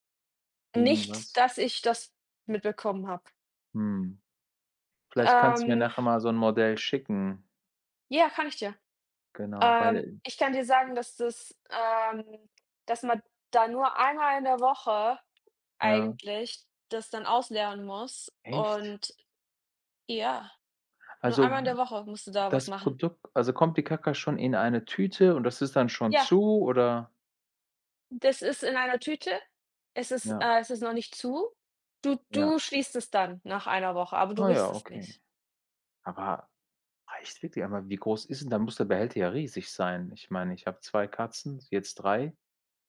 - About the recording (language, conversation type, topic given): German, unstructured, Welche wissenschaftliche Entdeckung hat dich glücklich gemacht?
- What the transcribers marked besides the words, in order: tapping